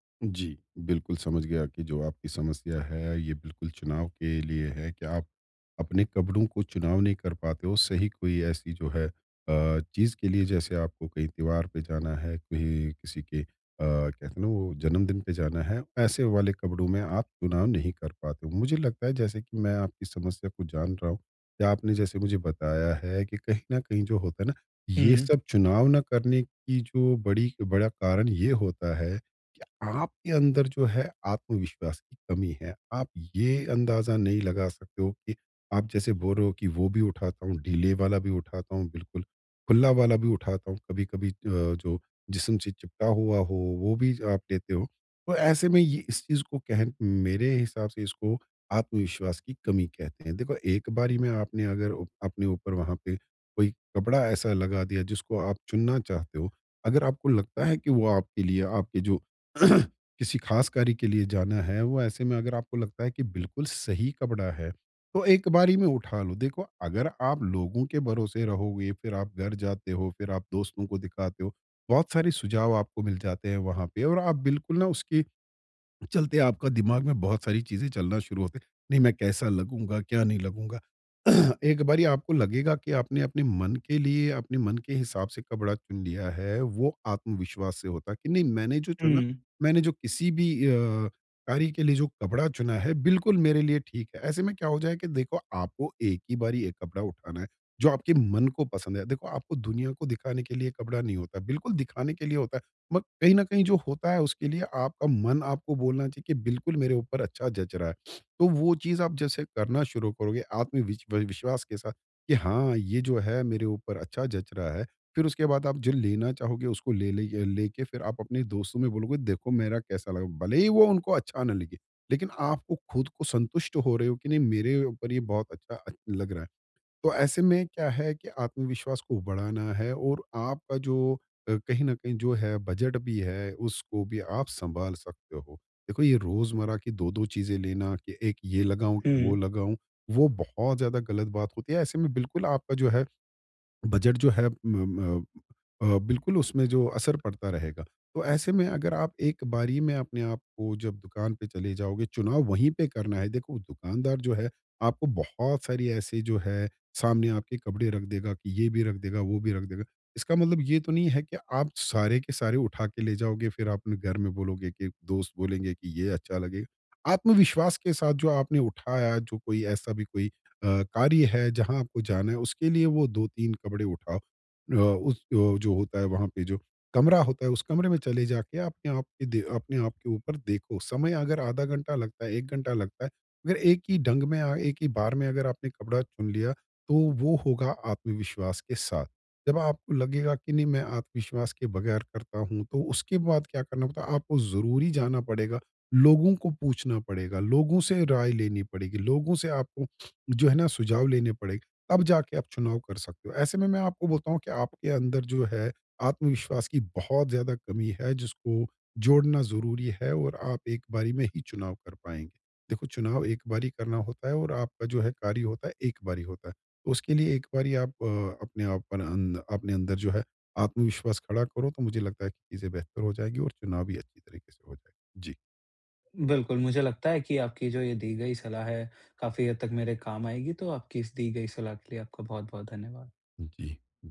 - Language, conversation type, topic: Hindi, advice, मेरे लिए किस तरह के कपड़े सबसे अच्छे होंगे?
- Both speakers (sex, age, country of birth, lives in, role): male, 45-49, India, India, user; male, 50-54, India, India, advisor
- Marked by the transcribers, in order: throat clearing; throat clearing; sniff